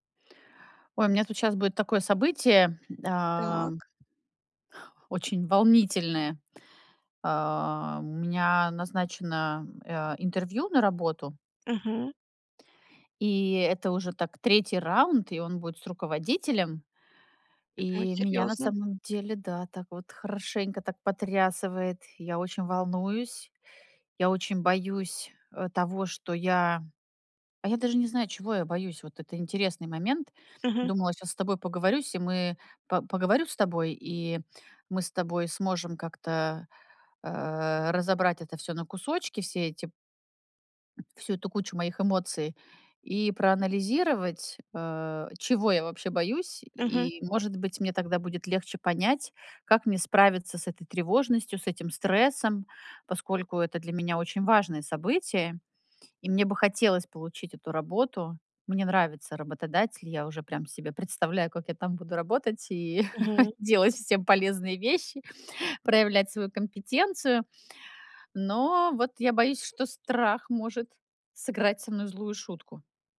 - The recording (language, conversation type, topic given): Russian, advice, Как справиться с тревогой перед важными событиями?
- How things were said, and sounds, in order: tapping; other background noise; chuckle